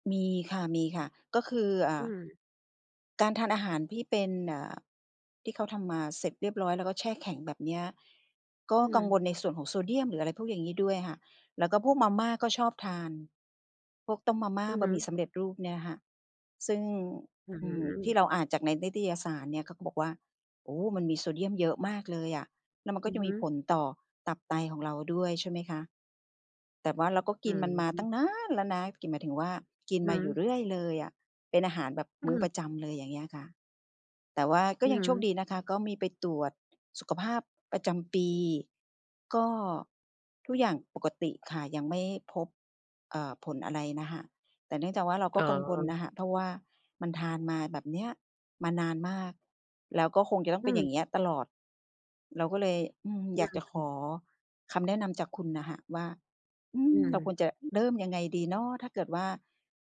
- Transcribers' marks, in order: stressed: "นาน"; tapping
- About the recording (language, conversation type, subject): Thai, advice, ไม่ถนัดทำอาหารเลยต้องพึ่งอาหารสำเร็จรูปบ่อยๆ จะเลือกกินอย่างไรให้ได้โภชนาการที่เหมาะสม?